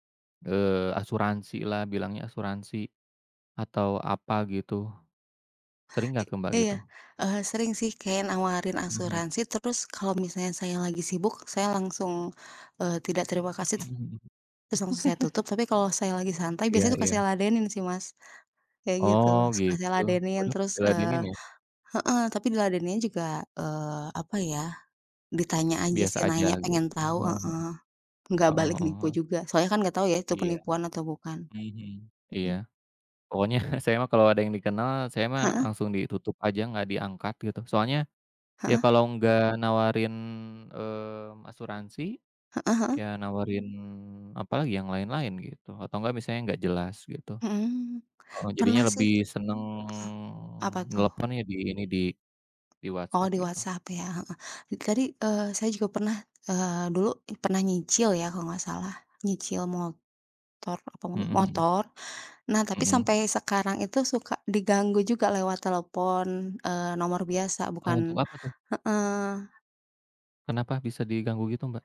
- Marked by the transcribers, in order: chuckle; laughing while speaking: "pokoknya"; tapping; drawn out: "seneng"
- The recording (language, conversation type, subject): Indonesian, unstructured, Bagaimana teknologi mengubah cara kita berkomunikasi dalam kehidupan sehari-hari?